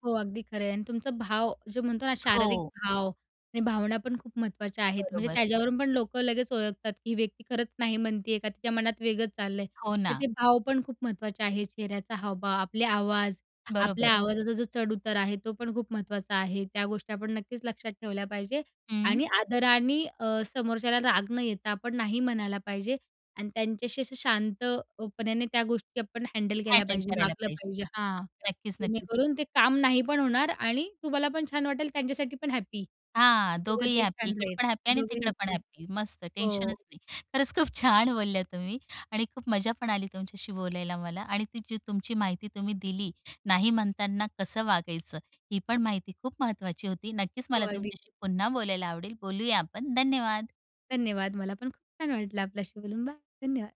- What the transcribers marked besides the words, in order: in English: "हँडल"; in English: "हँडल"; in English: "हॅप्पी"; in English: "हॅप्पी"; in English: "हॅप्पी"; in English: "हॅप्पी"
- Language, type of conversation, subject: Marathi, podcast, ‘नाही’ म्हणताना तुम्ही कसे वागता?